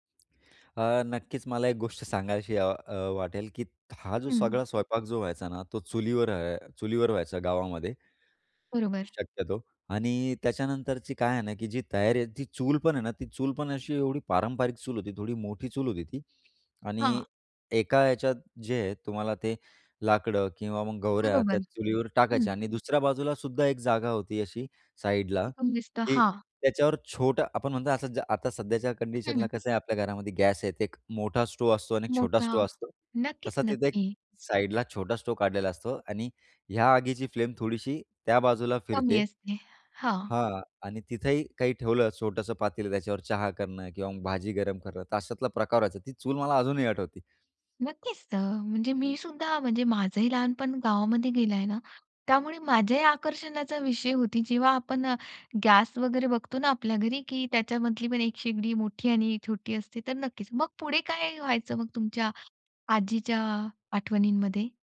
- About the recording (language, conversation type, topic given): Marathi, podcast, तुझ्या आजी-आजोबांच्या स्वयंपाकातली सर्वात स्मरणीय गोष्ट कोणती?
- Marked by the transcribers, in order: tapping; other background noise